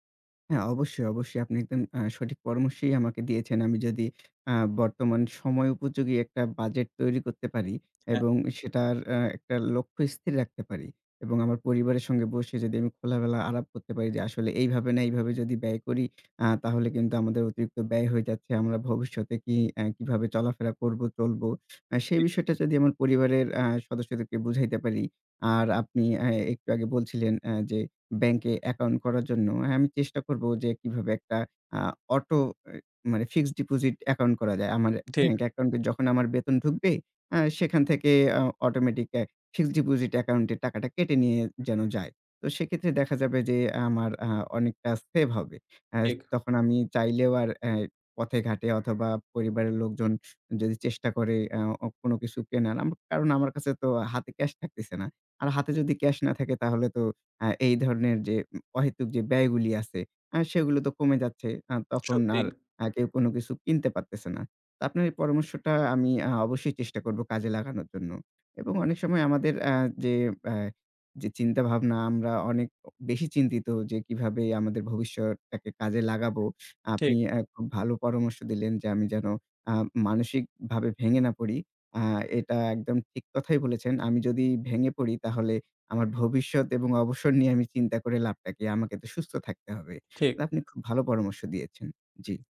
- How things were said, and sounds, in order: other background noise; tapping; bird
- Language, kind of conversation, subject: Bengali, advice, অবসরকালীন সঞ্চয় নিয়ে আপনি কেন টালবাহানা করছেন এবং অনিশ্চয়তা বোধ করছেন?